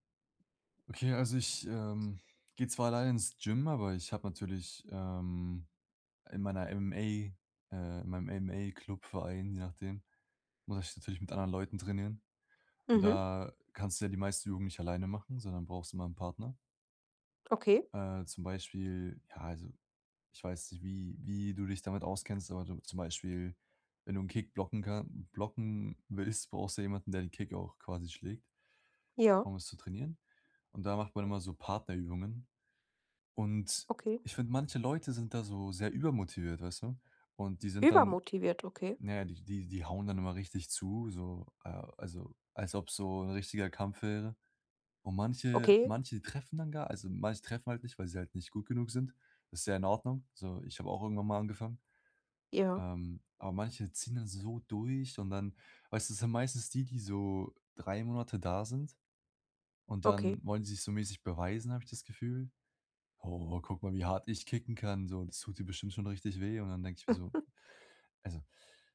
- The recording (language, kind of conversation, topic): German, advice, Wie gehst du mit einem Konflikt mit deinem Trainingspartner über Trainingsintensität oder Ziele um?
- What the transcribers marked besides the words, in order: other noise; chuckle